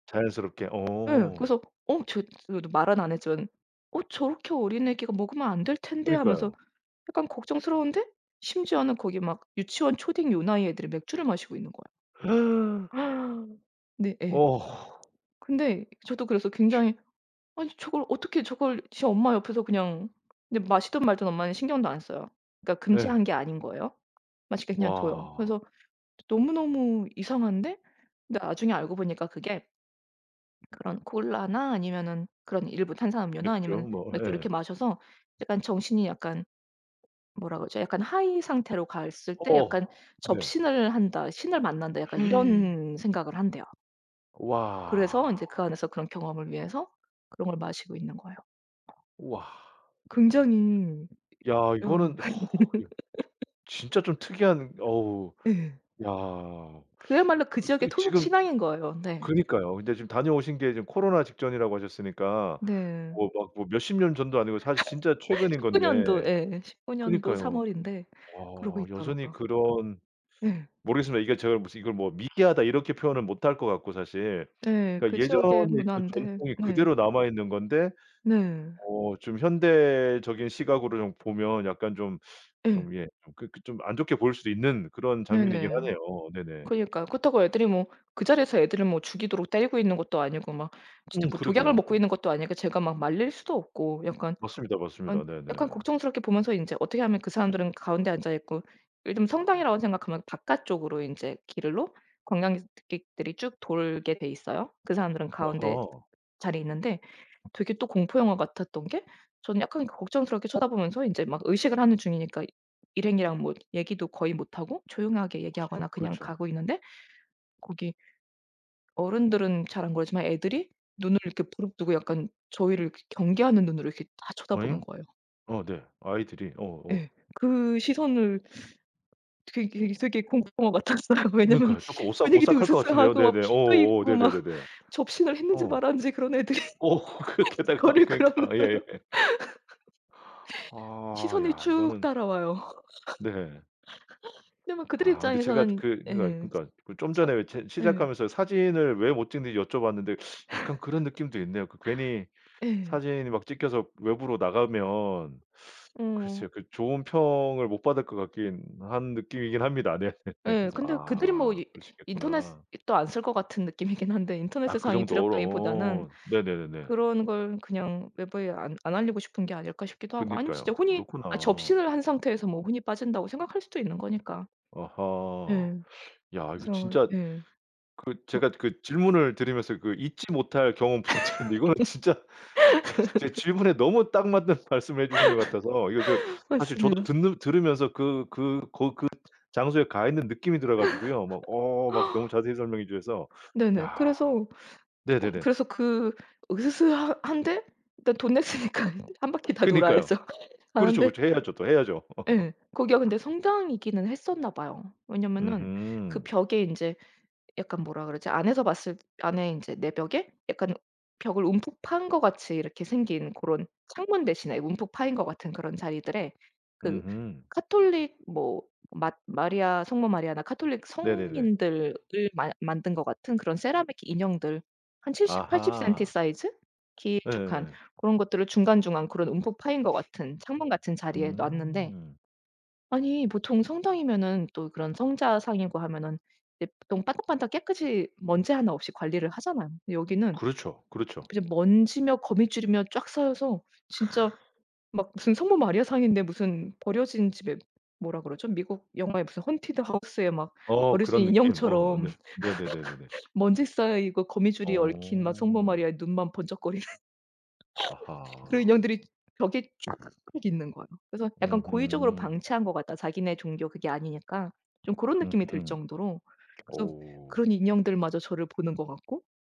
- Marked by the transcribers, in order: other background noise; gasp; tapping; in English: "high"; gasp; laugh; laugh; "관광객들이" said as "관광객드릭들이"; laughing while speaking: "같았어요. 왜냐하면 분위기도 으스스하고 막 … 그런 그런 눈으로"; laughing while speaking: "그렇게 하다가 그니까 예"; laugh; laugh; laugh; laugh; laugh; laughing while speaking: "부탁드렸는데 이건 진짜"; laugh; laugh; laugh; laughing while speaking: "돈 냈으니까 한 바퀴 다 돌아야죠"; laugh; sniff; other noise; in English: "헌티드 하우스의"; laughing while speaking: "인형처럼"; laugh; laugh
- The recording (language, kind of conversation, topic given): Korean, podcast, 잊지 못할 여행 경험이 하나 있다면 소개해주실 수 있나요?